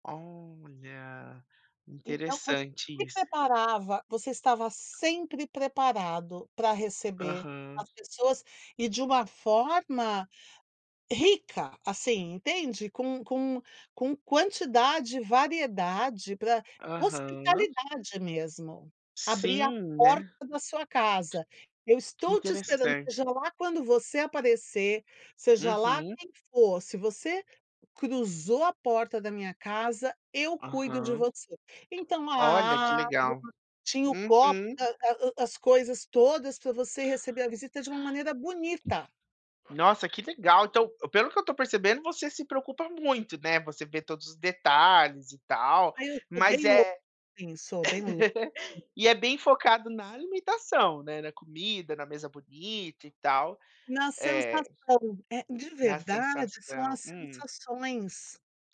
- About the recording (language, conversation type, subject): Portuguese, podcast, Como se pratica hospitalidade na sua casa?
- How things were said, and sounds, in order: other background noise; unintelligible speech; tapping; other noise; laugh